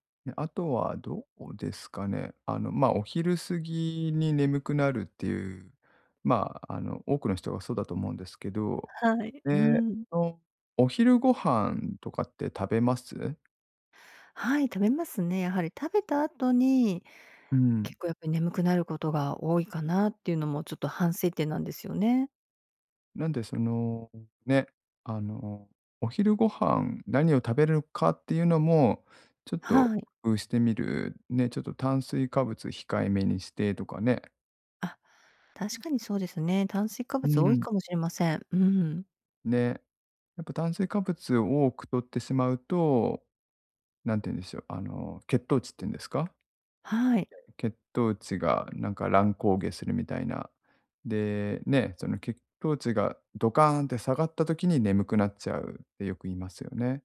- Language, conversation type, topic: Japanese, advice, 短時間の昼寝で疲れを早く取るにはどうすればよいですか？
- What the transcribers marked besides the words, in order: none